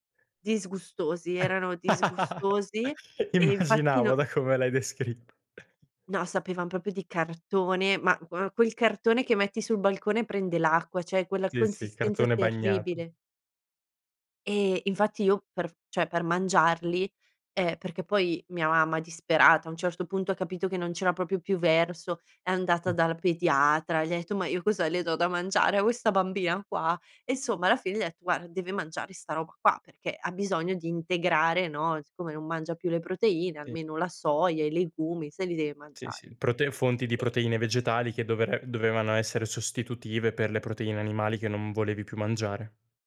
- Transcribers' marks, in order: laugh; laughing while speaking: "Immaginavo da come l'hai descritt"; chuckle; "proprio" said as "popio"; "cioè" said as "ceh"; "cioè" said as "ceh"; "proprio" said as "popio"; other background noise; "questa" said as "uesta"
- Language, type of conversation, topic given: Italian, podcast, Come posso far convivere gusti diversi a tavola senza litigare?